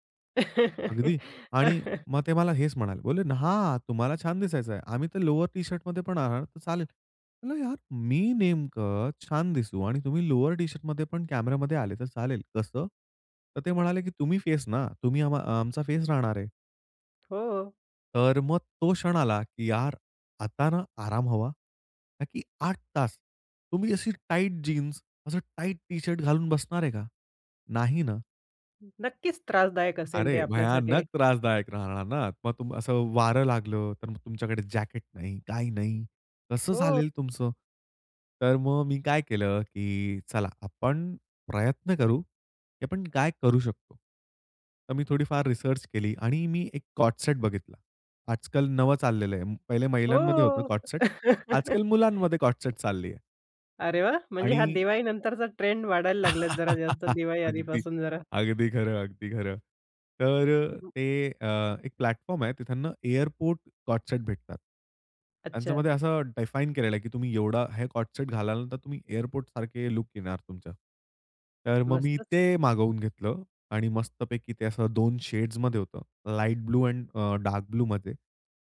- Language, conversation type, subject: Marathi, podcast, आराम अधिक महत्त्वाचा की चांगलं दिसणं अधिक महत्त्वाचं, असं तुम्हाला काय वाटतं?
- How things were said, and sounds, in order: laugh; in English: "लोअर"; in English: "लोअर"; other background noise; in English: "को-ऑर्ड सेट"; tapping; in English: "को-ऑर्ड सेट"; in English: "को-ऑर्ड सेट"; laugh; laugh; in English: "प्लॅटफॉर्म"; in English: "को-ऑर्ड सेट"; in English: "को-ऑर्ड सेट"